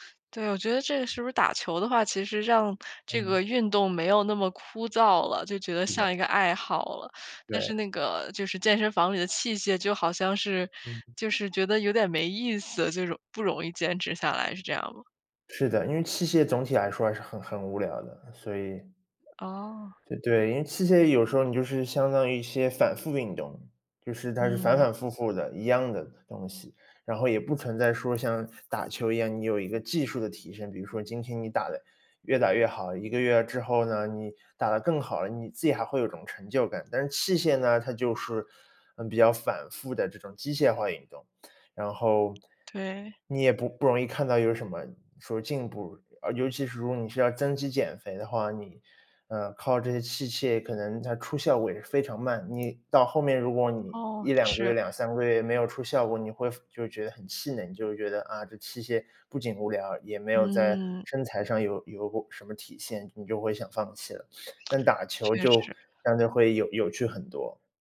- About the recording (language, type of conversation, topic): Chinese, advice, 如何才能养成规律运动的习惯，而不再三天打鱼两天晒网？
- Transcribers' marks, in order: tapping; other background noise; tsk; sniff